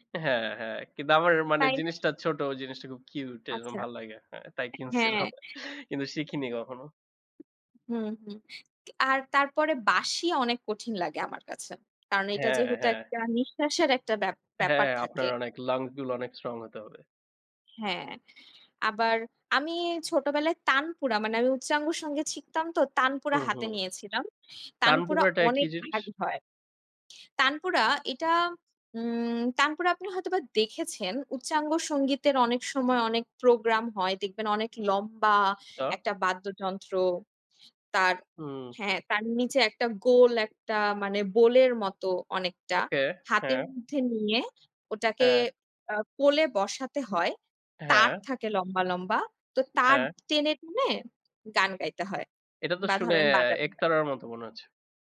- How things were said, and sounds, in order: chuckle; in English: "lung"; other noise; in English: "bowl"
- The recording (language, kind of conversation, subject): Bengali, unstructured, তুমি যদি এক দিনের জন্য যেকোনো বাদ্যযন্ত্র বাজাতে পারতে, কোনটি বাজাতে চাইতে?
- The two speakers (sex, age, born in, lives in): female, 20-24, Bangladesh, Bangladesh; male, 25-29, Bangladesh, Bangladesh